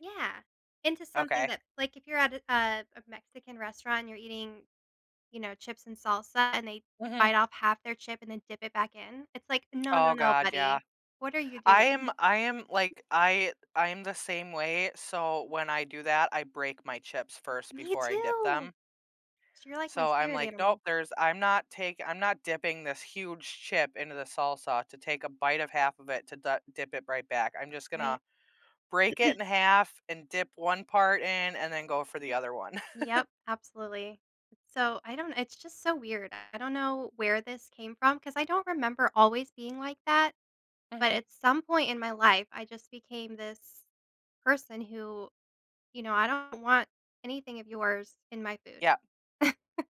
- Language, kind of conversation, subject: English, unstructured, What factors influence your choice between preparing meals at home or eating out?
- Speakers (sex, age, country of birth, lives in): female, 35-39, United States, United States; female, 35-39, United States, United States
- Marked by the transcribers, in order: tsk; chuckle; throat clearing; chuckle; other background noise; chuckle